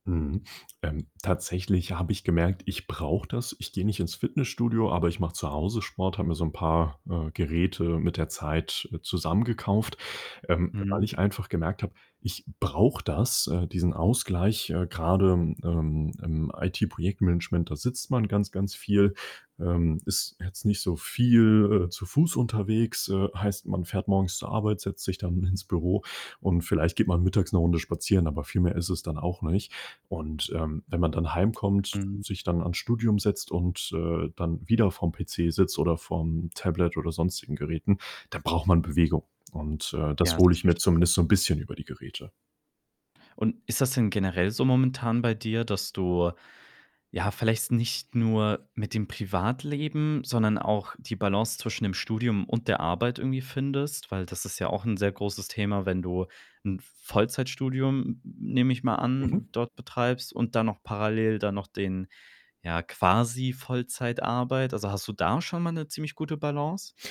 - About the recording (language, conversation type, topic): German, podcast, Wie findest du die richtige Balance zwischen Job und Privatleben?
- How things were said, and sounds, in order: distorted speech; "vielleicht" said as "vielleichts"